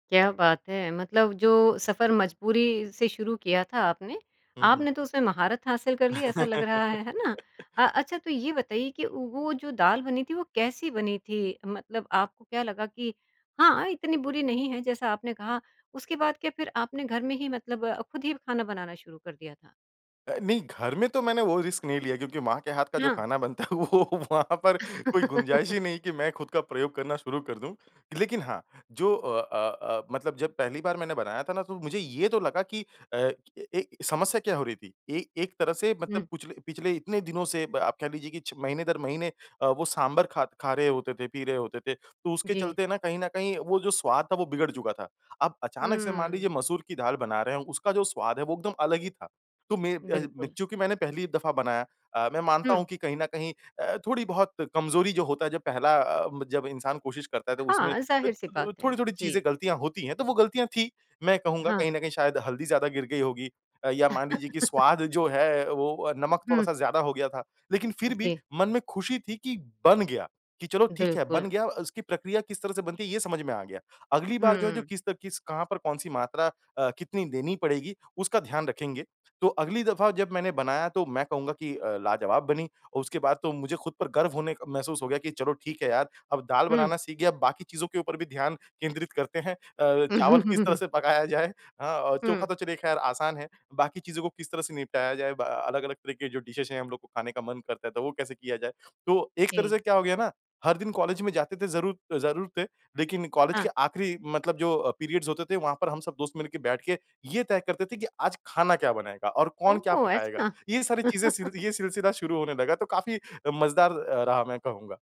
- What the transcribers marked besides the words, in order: laugh; laughing while speaking: "वो वहाँ पर कोई गुंजाइश ही नहीं"; laugh; laugh; anticipating: "केंद्रित करते हैं। अ, चावल किस तरह से पकाया जाए"; laugh; laughing while speaking: "पकाया जाए"; in English: "डिशेज़"; in English: "पीरियड्स"; surprised: "ओह! ऐसा?"; joyful: "चीज़ें सिल ये सिलसिला शुरू … रहा मैं कहूँगा"; chuckle
- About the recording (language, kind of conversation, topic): Hindi, podcast, खाना बनाना सीखने का तुम्हारा पहला अनुभव कैसा रहा?